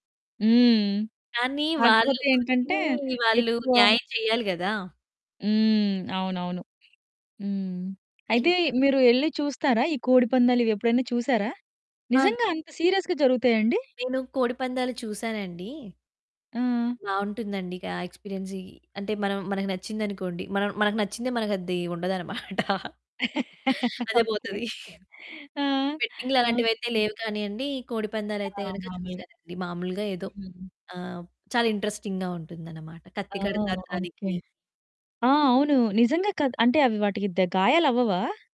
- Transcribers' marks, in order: distorted speech; in English: "సీరియస్‌గా"; laughing while speaking: "ఉండదన్నమాట. అదే పోతది"; laugh; in English: "ఇంటరెస్టింగ్‌గా"
- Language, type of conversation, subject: Telugu, podcast, పండుగ రోజుల్లో మీ ఊరి వాళ్లంతా కలసి చేసే ఉత్సాహం ఎలా ఉంటుంది అని చెప్పగలరా?